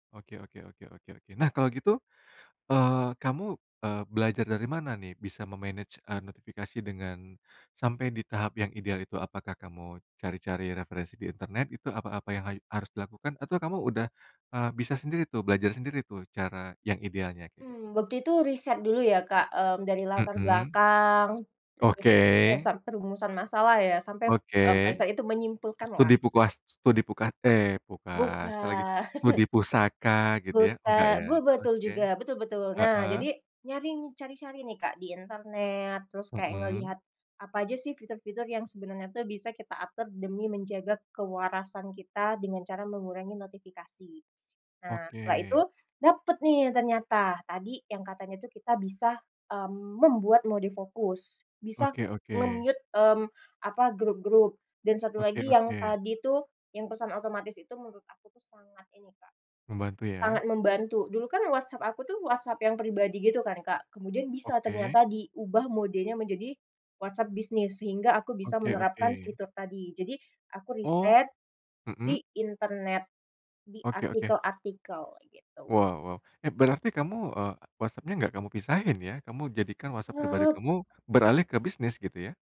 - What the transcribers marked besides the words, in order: in English: "manage"; tapping; unintelligible speech; laugh; in English: "nge-mute"; tongue click
- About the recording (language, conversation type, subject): Indonesian, podcast, Strategi sederhana apa yang kamu pakai untuk mengurangi notifikasi?